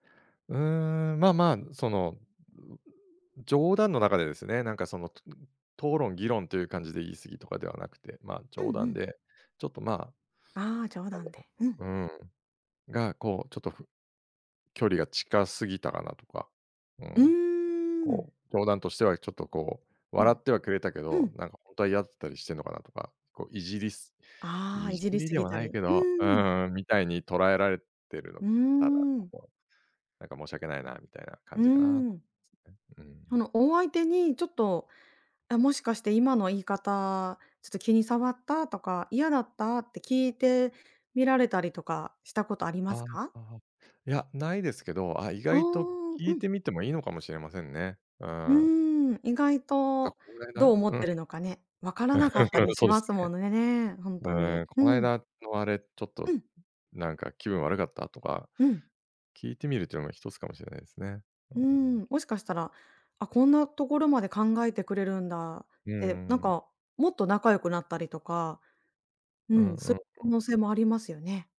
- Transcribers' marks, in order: other noise; laugh
- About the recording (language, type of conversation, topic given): Japanese, advice, 会話中に相手を傷つけたのではないか不安で言葉を選んでしまうのですが、どうすればいいですか？